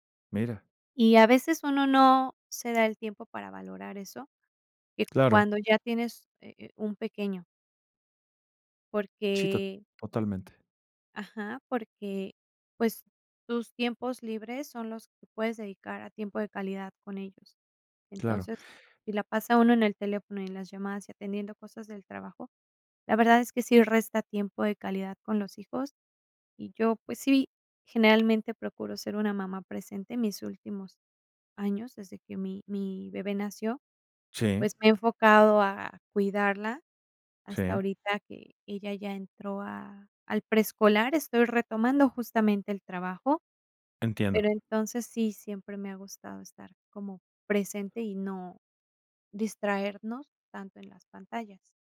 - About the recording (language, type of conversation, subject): Spanish, podcast, ¿Cómo sería tu día perfecto en casa durante un fin de semana?
- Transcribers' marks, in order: tapping